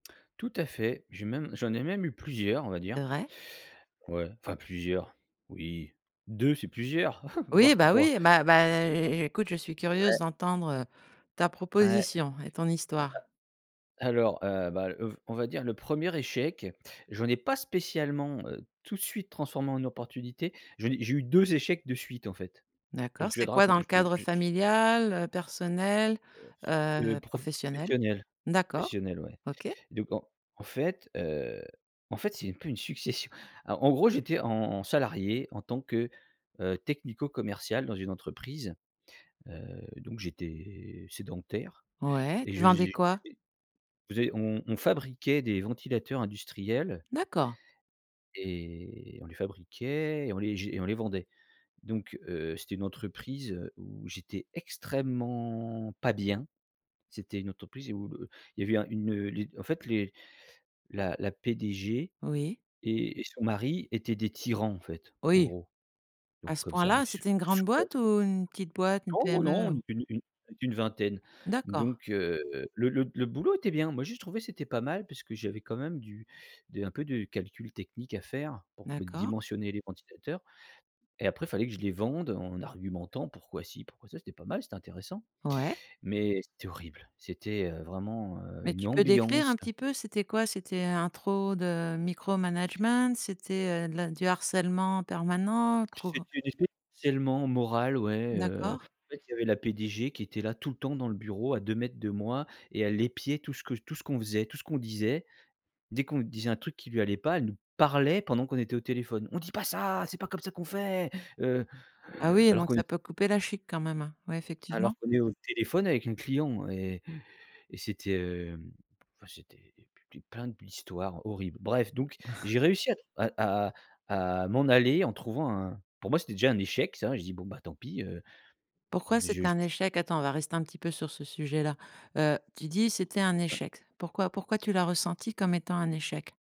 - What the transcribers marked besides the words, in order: chuckle; other background noise; unintelligible speech; drawn out: "extrêmement"; stressed: "tyrans"; stressed: "parlait"; put-on voice: "On dit pas ça ! C'est pas comme ça qu'on fait !"; chuckle; tapping
- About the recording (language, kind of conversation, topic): French, podcast, Pouvez-vous raconter un échec qui s’est transformé en opportunité ?